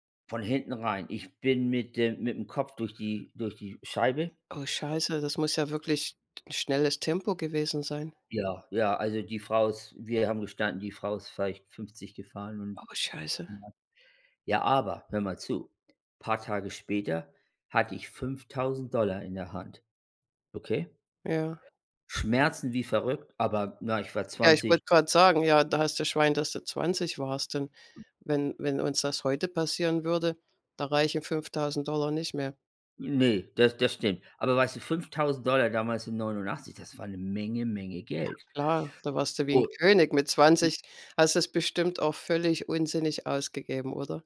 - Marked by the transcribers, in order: unintelligible speech; other background noise; unintelligible speech
- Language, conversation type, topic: German, unstructured, Wie sparst du am liebsten Geld?